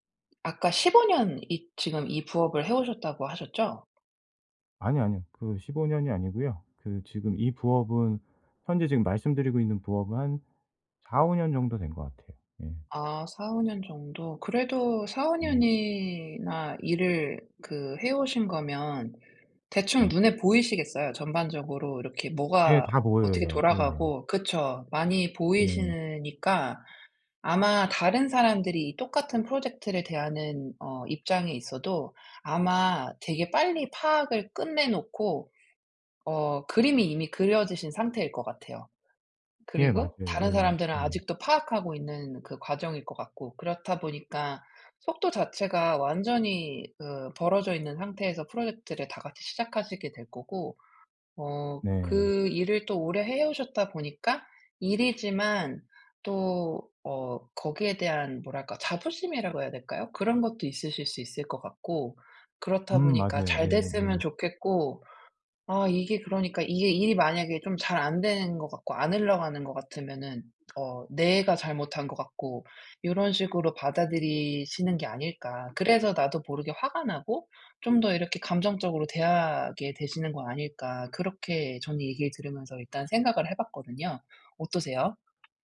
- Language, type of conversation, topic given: Korean, advice, 왜 저는 작은 일에도 감정적으로 크게 반응하는 걸까요?
- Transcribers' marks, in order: other background noise